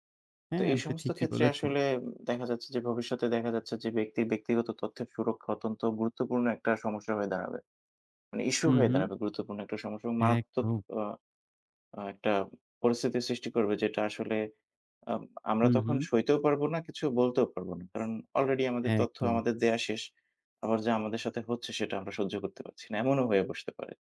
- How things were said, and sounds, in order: none
- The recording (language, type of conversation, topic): Bengali, unstructured, প্রযুক্তি কীভাবে আমাদের ব্যক্তিগত জীবনে হস্তক্ষেপ বাড়াচ্ছে?